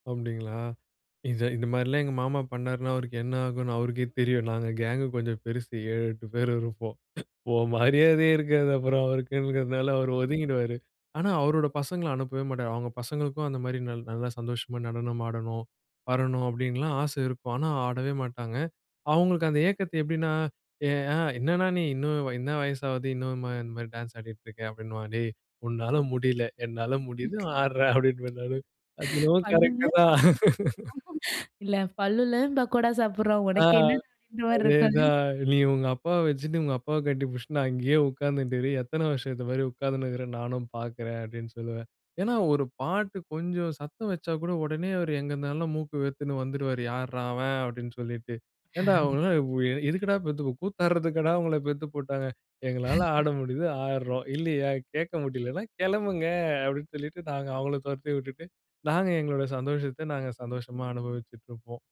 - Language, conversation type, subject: Tamil, podcast, வயது அதிகரித்ததால் உங்கள் இசை ரசனை மாறியிருக்கிறதா?
- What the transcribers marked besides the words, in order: tapping; other noise; laughing while speaking: "முடியுது ஆடுறேன். அப்படின்னுவேன் நானு"; other background noise; laugh; laugh